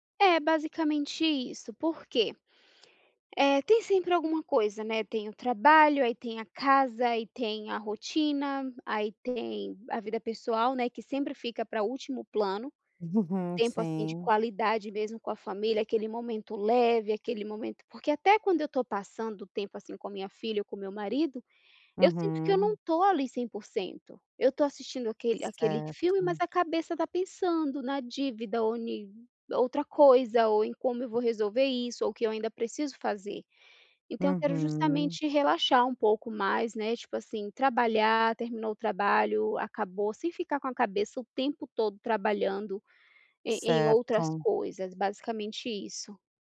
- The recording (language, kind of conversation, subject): Portuguese, advice, Como posso simplificar minha vida e priorizar momentos e memórias?
- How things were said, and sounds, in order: other noise